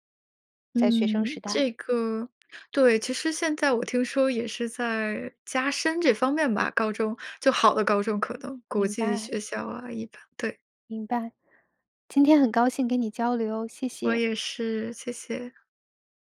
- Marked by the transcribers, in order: none
- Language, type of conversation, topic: Chinese, podcast, 你怎么看待考试和测验的作用？